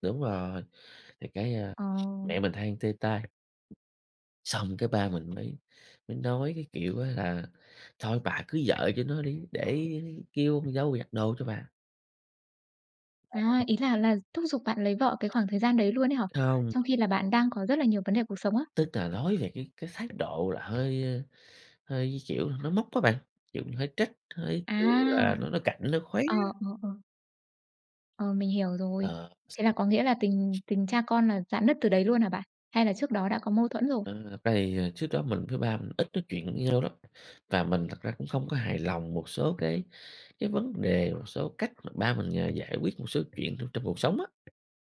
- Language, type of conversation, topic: Vietnamese, podcast, Bạn có kinh nghiệm nào về việc hàn gắn lại một mối quan hệ gia đình bị rạn nứt không?
- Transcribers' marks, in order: tapping; other background noise; unintelligible speech; unintelligible speech